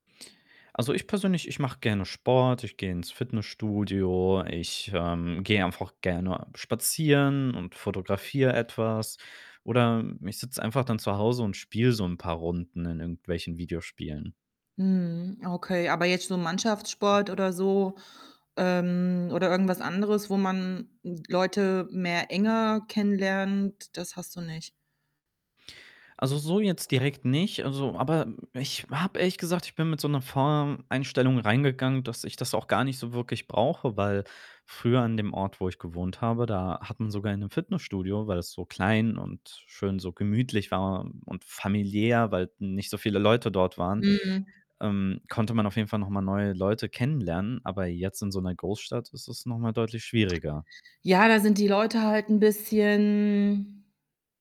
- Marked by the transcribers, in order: other background noise; unintelligible speech; distorted speech; drawn out: "bisschen"
- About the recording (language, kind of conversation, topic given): German, advice, Wie kann ich nach einem Umzug in eine neue Stadt ohne soziales Netzwerk Anschluss finden?